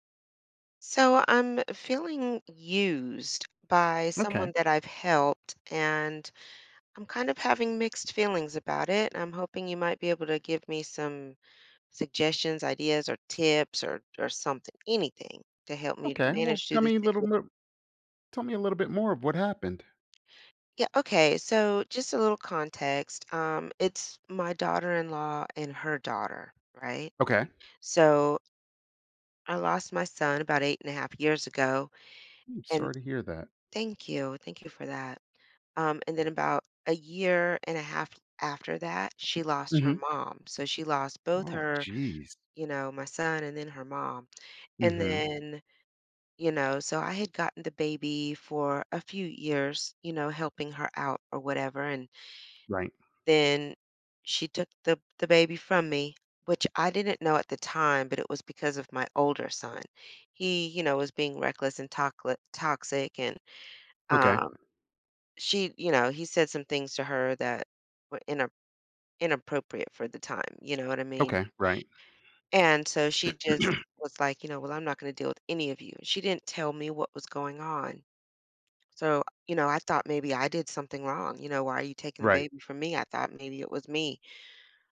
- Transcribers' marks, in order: stressed: "used"; tapping; other background noise; "toxic" said as "toclick"; throat clearing
- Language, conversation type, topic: English, advice, How can I stop a friend from taking advantage of my help?